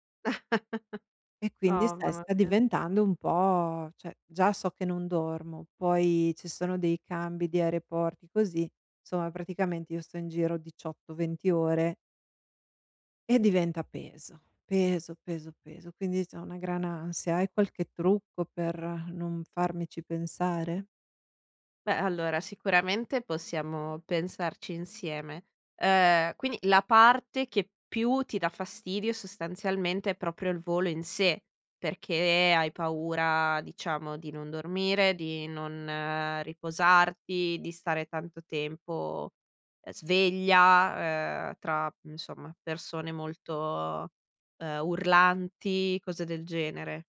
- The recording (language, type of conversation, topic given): Italian, advice, Come posso gestire lo stress e l’ansia quando viaggio o sono in vacanza?
- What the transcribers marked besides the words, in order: laugh; "insomma" said as "inso"